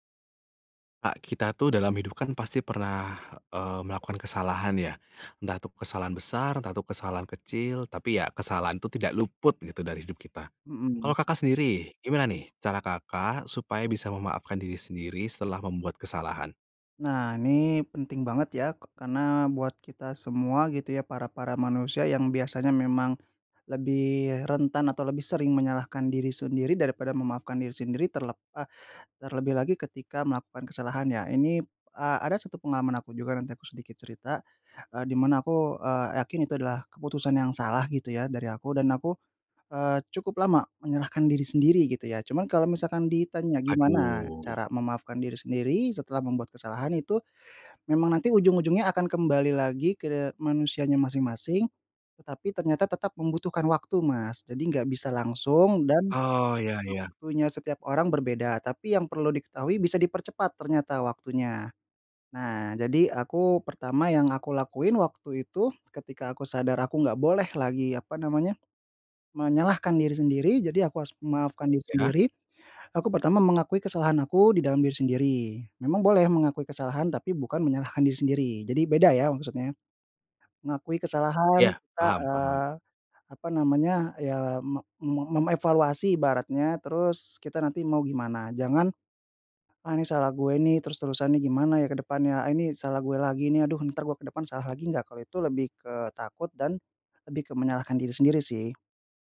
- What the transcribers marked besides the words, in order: none
- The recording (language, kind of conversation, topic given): Indonesian, podcast, Bagaimana kamu belajar memaafkan diri sendiri setelah membuat kesalahan besar?